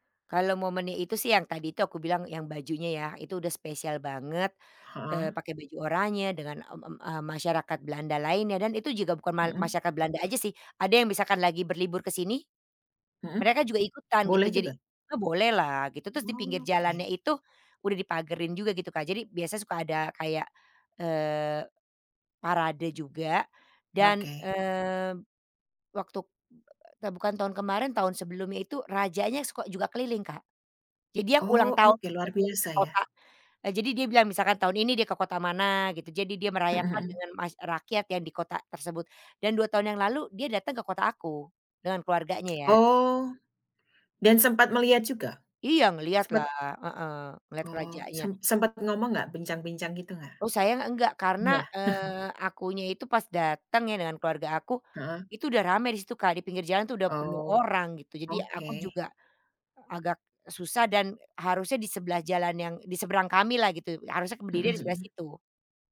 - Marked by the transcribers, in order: other background noise; in English: "mass"; tapping; chuckle
- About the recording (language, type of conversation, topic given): Indonesian, podcast, Bagaimana rasanya mengikuti acara kampung atau festival setempat?